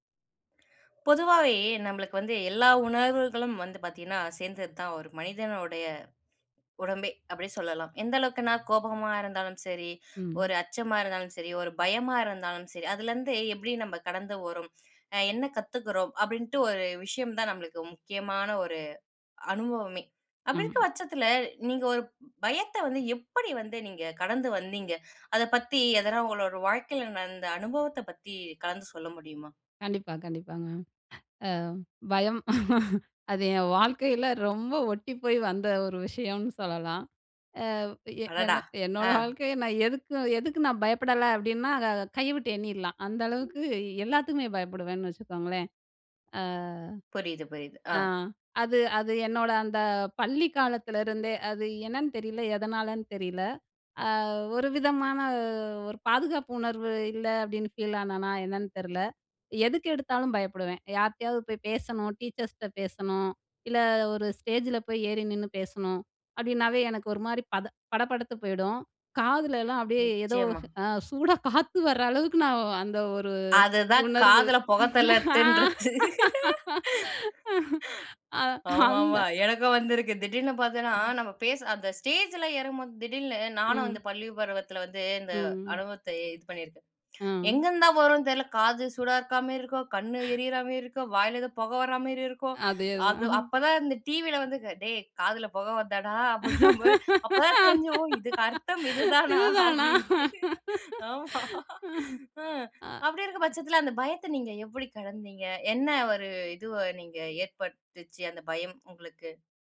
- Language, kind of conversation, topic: Tamil, podcast, ஒரு பயத்தை நீங்கள் எப்படி கடந்து வந்தீர்கள்?
- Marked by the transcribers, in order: lip smack; other background noise; chuckle; drawn out: "விதமான"; laughing while speaking: "அதுதான் காதுல புகைத் தள்ளறத்துன்றது. ஆமாமா, எனக்கும் வந்திருக்கு"; laugh; laughing while speaking: "ஆ அ அந்த"; unintelligible speech; breath; chuckle; laugh; laughing while speaking: "இதுதானா?"; laughing while speaking: "அப்படின்னும் போது"; laugh; laughing while speaking: "இதுதானா அப்படின்ட்டு. ஆமா"